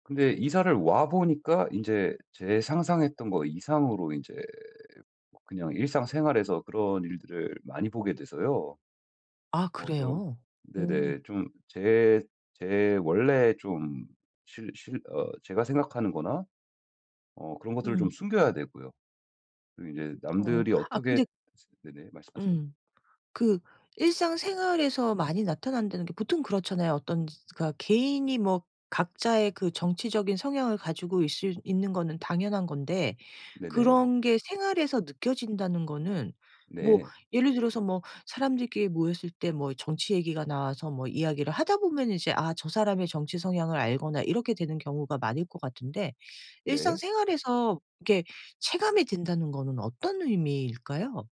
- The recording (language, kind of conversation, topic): Korean, advice, 타인의 시선 때문에 하고 싶은 일을 못 하겠을 때 어떻게 해야 하나요?
- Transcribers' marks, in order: other background noise